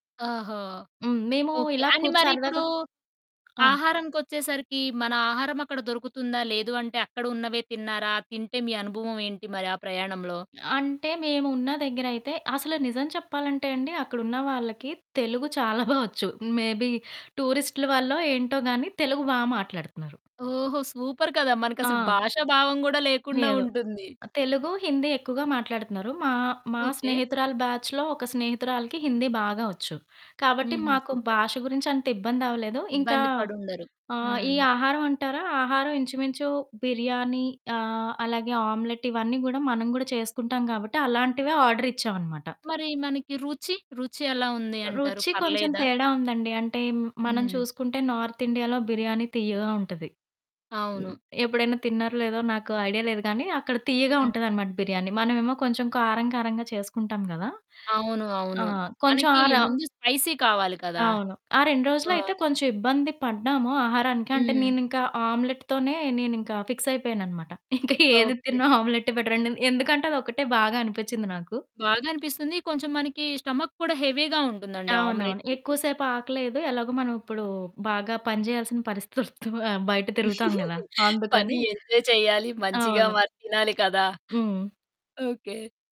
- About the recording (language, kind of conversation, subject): Telugu, podcast, మీ స్నేహితులతో కలిసి చేసిన ఒక మంచి ప్రయాణం గురించి చెప్పగలరా?
- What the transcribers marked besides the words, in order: other background noise; static; in English: "మేబి టూరిస్ట్‌ల"; in English: "సూపర్"; in English: "బ్యాచ్‌లో"; in English: "సూపర్"; in English: "ఆర్డర్"; in English: "నార్త్ ఇండియాలో"; in English: "స్పైసీ"; in English: "ఫిక్స్"; laughing while speaking: "ఇంక ఏది తినను ఆమ్లెటె బెటరండి అని"; tapping; in English: "స్టోమక్"; in English: "హెవీగా"; chuckle; in English: "ఎంజాయ్"